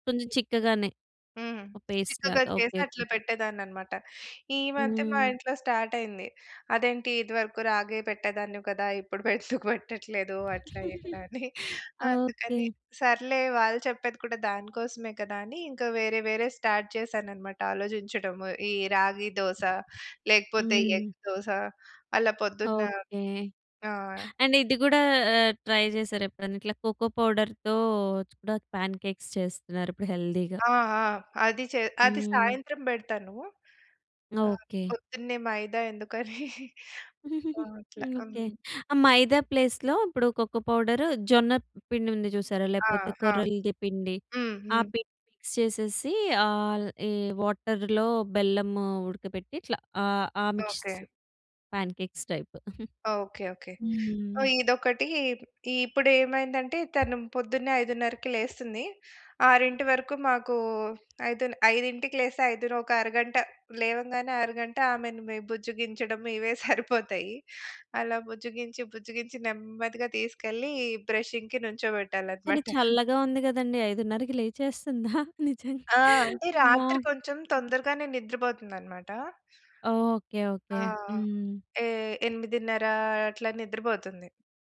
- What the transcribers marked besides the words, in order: in English: "పేస్ట్"; tapping; in English: "స్టార్ట్"; laughing while speaking: "ఇప్పుడు ఎందుకు పెట్టట్లేదు? అట్లా ఇట్లా అని"; giggle; in English: "స్టార్ట్"; in English: "ట్రై"; in English: "కోకో పౌడర్"; in English: "పాన్"; in English: "హెల్తీ‌గా"; laughing while speaking: "ఎందుకని"; laughing while speaking: "ఓకే"; in English: "ప్లేస్"; in English: "మిక్స్"; in English: "వాటర్"; in English: "మిక్స్"; in English: "టైపు"; chuckle; other background noise; laughing while speaking: "ఇవే సరిపోతాయి"; laughing while speaking: "నించోబెట్టాలన్నమాట"; laughing while speaking: "ఐదున్నర లేచేస్తుందా నిజంగా? అమ్మో!"
- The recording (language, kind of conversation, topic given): Telugu, podcast, మీ ఉదయపు దినచర్య ఎలా ఉంటుంది, సాధారణంగా ఏమేమి చేస్తారు?